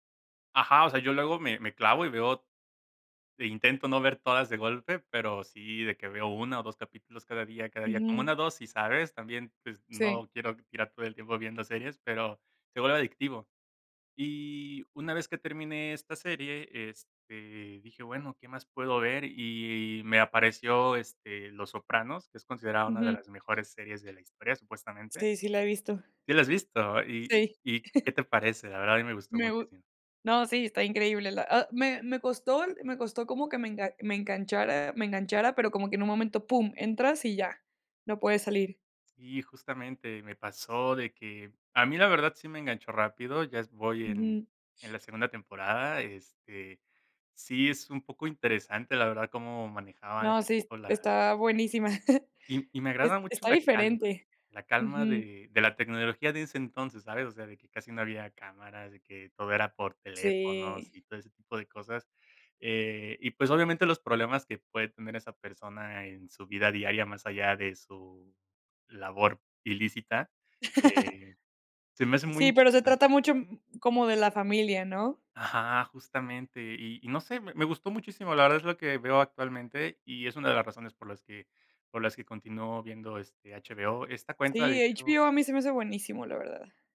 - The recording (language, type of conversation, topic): Spanish, podcast, ¿Qué te lleva a probar una nueva plataforma de streaming?
- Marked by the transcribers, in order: other background noise; chuckle; chuckle; laugh